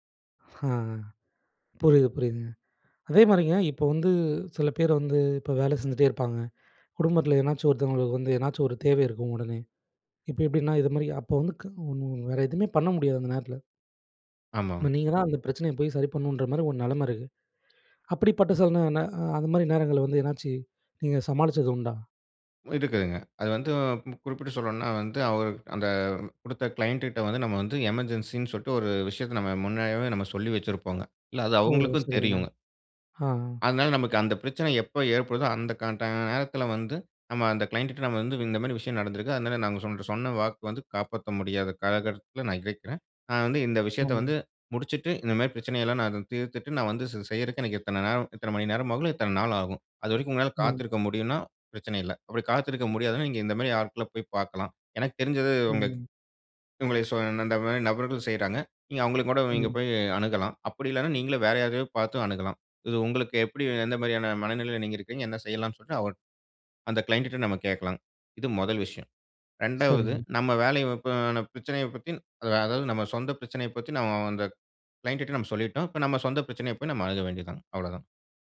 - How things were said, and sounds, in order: other background noise; "நேரங்கள்ல" said as "சனொனா"; in English: "க்ளையண்ட்டுட்ட"; in English: "எமர்ஜென்ஸி"; in English: "க்ளையண்ட்டுட்ட"; in English: "க்ளையண்ட்"
- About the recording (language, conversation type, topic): Tamil, podcast, மெய்நிகர் வேலை உங்கள் சமநிலைக்கு உதவுகிறதா, அல்லது அதை கஷ்டப்படுத்துகிறதா?